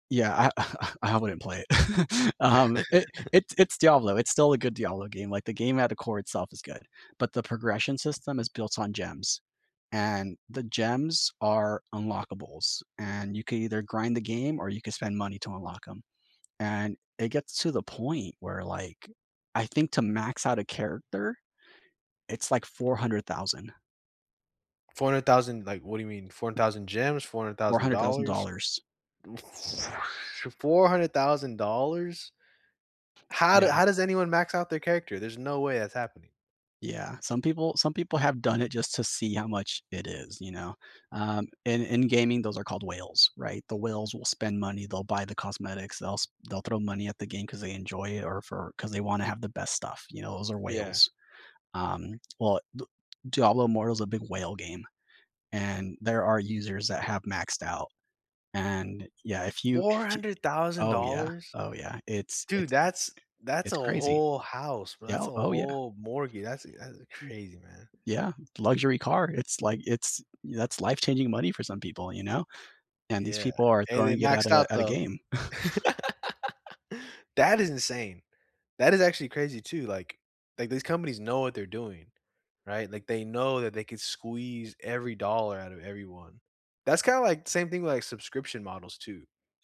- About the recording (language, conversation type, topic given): English, unstructured, Do you think technology companies focus too much on profit instead of users?
- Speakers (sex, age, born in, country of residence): male, 20-24, United States, United States; male, 30-34, United States, United States
- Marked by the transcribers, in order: laughing while speaking: "I I"; chuckle; tapping; other background noise; other noise; laugh; scoff